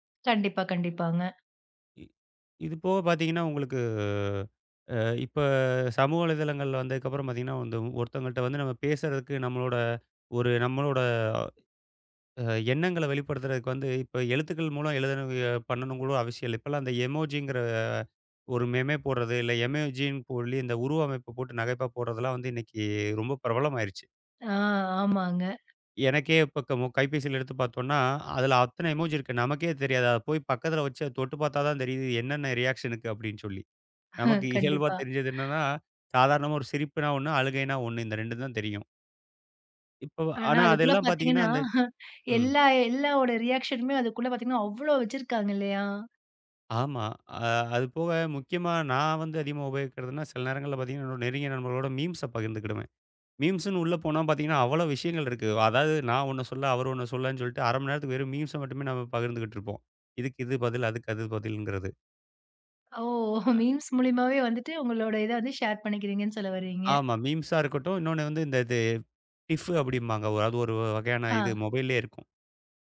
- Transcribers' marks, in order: drawn out: "இப்ப"; in English: "எமொஜிங்கிற"; in English: "மெமே"; in English: "எமொஜி"; tapping; in English: "எமொஜி"; in English: "ரியாக்ஷனுக்கு"; chuckle; laughing while speaking: "இயல்பா"; chuckle; in English: "ரியாக்ஷனுமே"; in English: "மீம்ஸ்ஸ"; in English: "மீம்ஸ்ன்னு"; in English: "மீம்ஸ"; in English: "மீம்ஸ்"; in English: "ஷேர்"; in English: "மீம்ஸா"; in English: "கிஃபு"
- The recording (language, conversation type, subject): Tamil, podcast, சமூக ஊடகங்கள் எந்த அளவுக்கு கலாச்சாரத்தை மாற்றக்கூடும்?